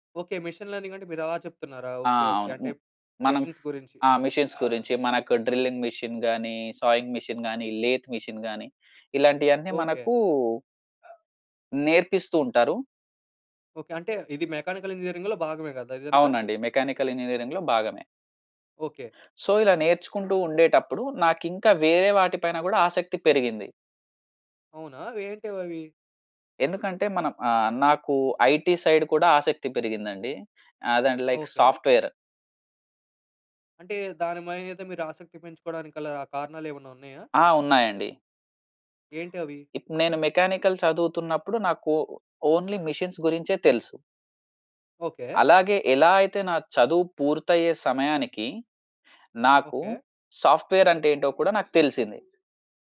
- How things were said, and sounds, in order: in English: "మెషీన్ లెర్నింగ్"; in English: "మెషీన్స్"; in English: "మేషీన్స్"; in English: "డ్రిల్లింగ్ మెషీన్"; in English: "సావింగ్ మెషీన్"; in English: "లేత్ మెషీన్"; other background noise; in English: "మెకానికల్ ఇంజినీరింగ్‌లో"; tapping; in English: "మెకానికల్ ఇంజినీరింగ్‌లో"; in English: "సో"; in English: "ఐటీ సైడ్"; in English: "లైక్ సాఫ్ట్‌వేర్"; "మీదంతా" said as "మైనత"; in English: "మెకానికల్"; in English: "ఓ ఓన్లీ మెషీన్స్"; in English: "సాఫ్ట్‌వేర్"
- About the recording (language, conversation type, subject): Telugu, podcast, కెరీర్ మార్పు గురించి ఆలోచించినప్పుడు మీ మొదటి అడుగు ఏమిటి?